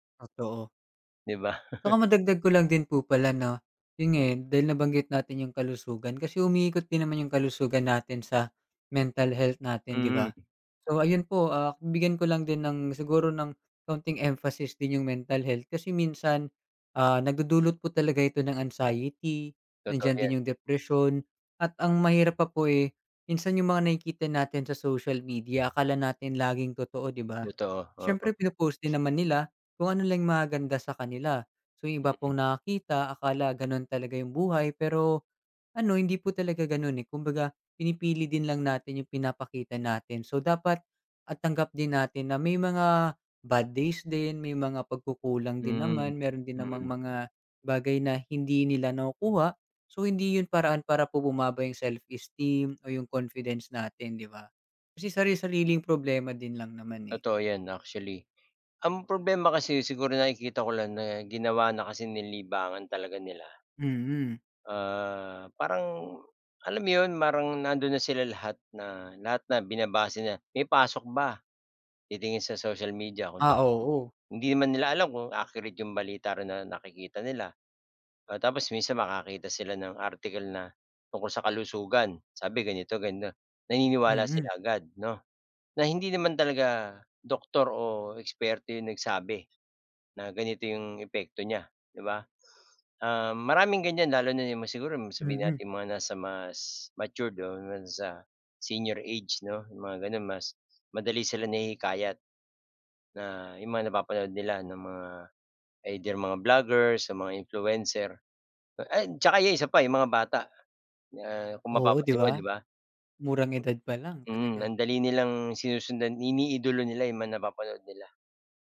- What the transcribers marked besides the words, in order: chuckle; tapping; other background noise
- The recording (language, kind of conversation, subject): Filipino, unstructured, Ano ang palagay mo sa labis na paggamit ng midyang panlipunan bilang libangan?